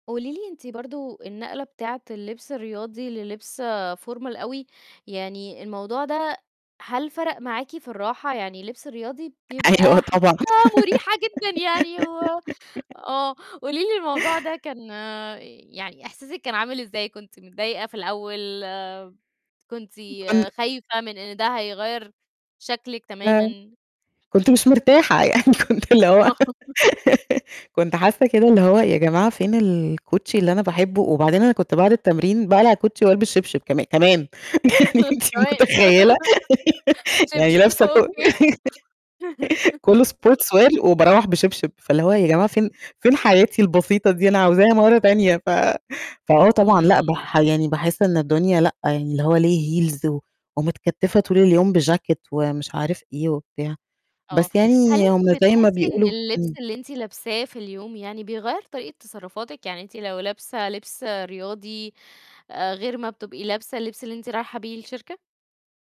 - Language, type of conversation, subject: Arabic, podcast, احكيلي عن أول مرة حسّيتي إن لبسك بيعبر عنك؟
- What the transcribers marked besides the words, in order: in English: "formal"; distorted speech; laughing while speaking: "مريحة جدًا يعني و آه"; giggle; tapping; laughing while speaking: "يعني، كنت اللي هو"; laugh; laughing while speaking: "آه"; chuckle; laugh; laughing while speaking: "كمان، شبشب، أوكي"; laugh; laughing while speaking: "أنتِ متخيلة؟"; laugh; in English: "sportswear"; laugh; in English: "heels"